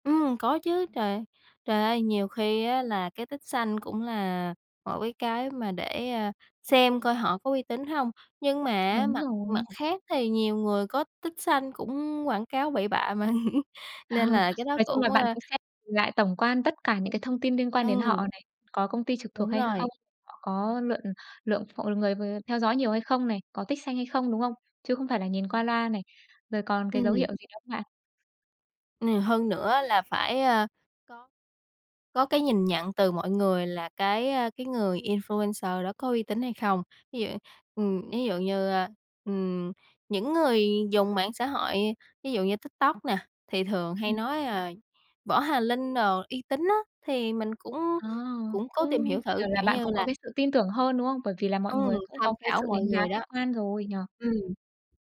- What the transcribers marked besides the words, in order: tapping; laughing while speaking: "mà"; laughing while speaking: "Ờ"; in English: "influencer"; other background noise
- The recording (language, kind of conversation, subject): Vietnamese, podcast, Bạn cảm nhận thế nào về quảng cáo trên trang cá nhân của người có ảnh hưởng?